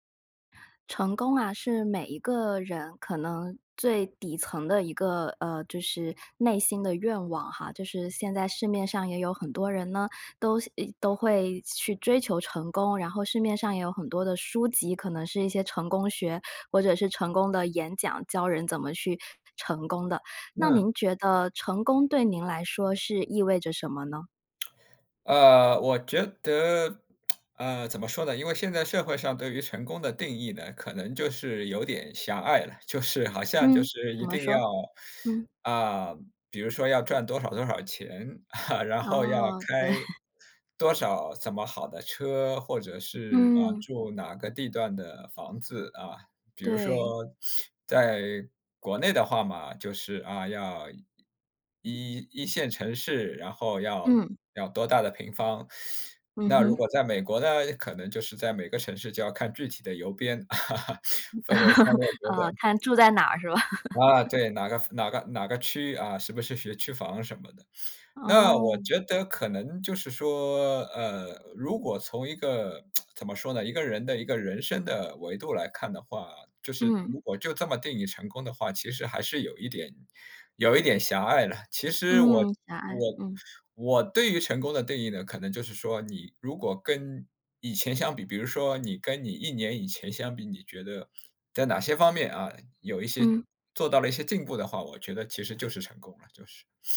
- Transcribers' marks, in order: tsk; laughing while speaking: "就是好像"; laughing while speaking: "对"; chuckle; teeth sucking; laugh; laugh; tsk
- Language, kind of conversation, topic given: Chinese, podcast, 你能跟我们说说如何重新定义成功吗？
- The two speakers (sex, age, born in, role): female, 30-34, China, host; male, 50-54, China, guest